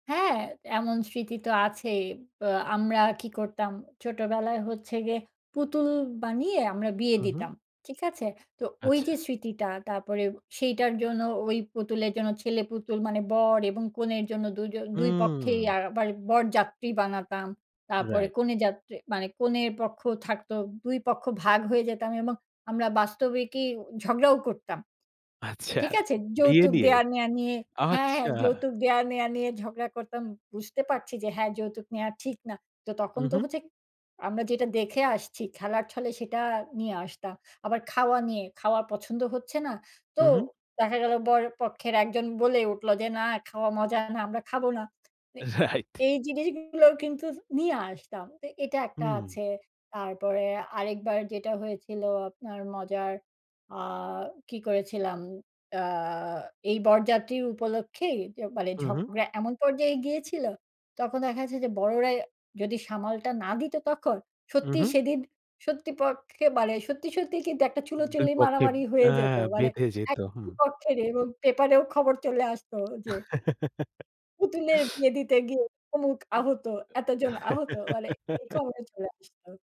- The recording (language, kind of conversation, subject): Bengali, podcast, শিশুকাল থেকে আপনার সবচেয়ে মজার স্মৃতিটি কোনটি?
- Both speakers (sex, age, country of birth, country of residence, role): female, 40-44, Bangladesh, Finland, guest; male, 20-24, Bangladesh, Bangladesh, host
- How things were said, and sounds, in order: laughing while speaking: "আচ্ছা, বিয়ে নিয়ে? আচ্ছা"; laughing while speaking: "রাইট"; laughing while speaking: "মানে এক পক্ষের এবং পেপারেও খবর চলে আসতো যে"; chuckle; laughing while speaking: "পুতুলের বিয়ে দিতে গিয়ে অমুক … খবরে চলে আসতো"; chuckle